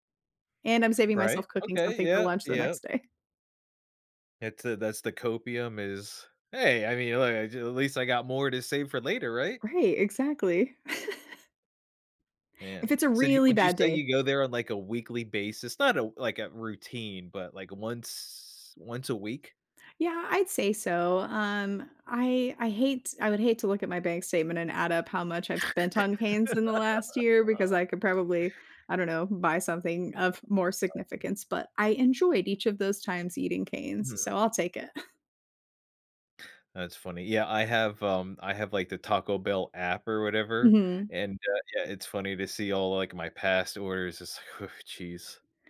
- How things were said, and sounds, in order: chuckle; snort; laugh; unintelligible speech; chuckle
- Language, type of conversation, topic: English, unstructured, What small rituals can I use to reset after a stressful day?